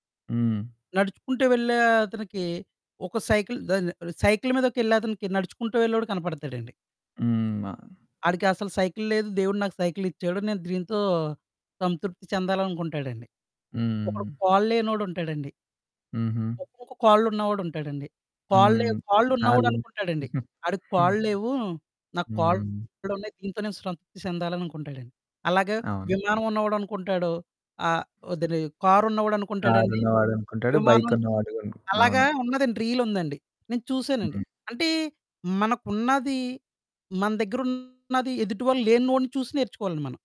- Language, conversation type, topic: Telugu, podcast, తక్కువ వస్తువులతో సంతోషంగా ఉండటం మీకు ఎలా సాధ్యమైంది?
- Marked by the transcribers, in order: distorted speech; static; giggle; unintelligible speech; in English: "బైక్"